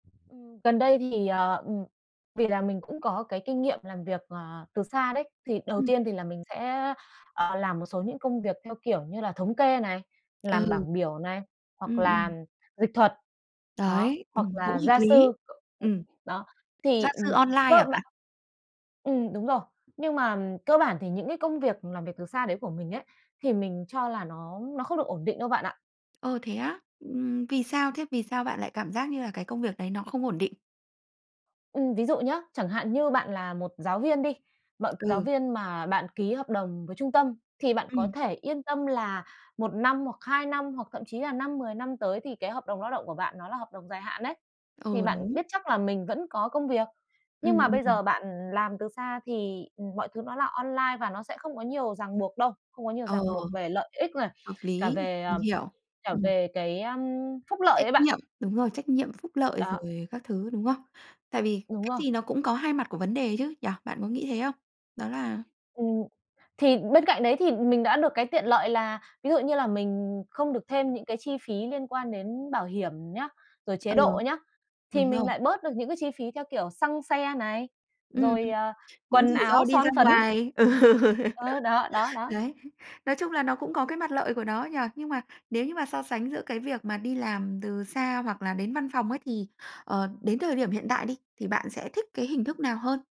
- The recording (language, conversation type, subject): Vietnamese, podcast, Làm việc từ xa có còn là xu hướng lâu dài không?
- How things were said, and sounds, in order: other background noise; unintelligible speech; tapping; laughing while speaking: "Ừ"; laugh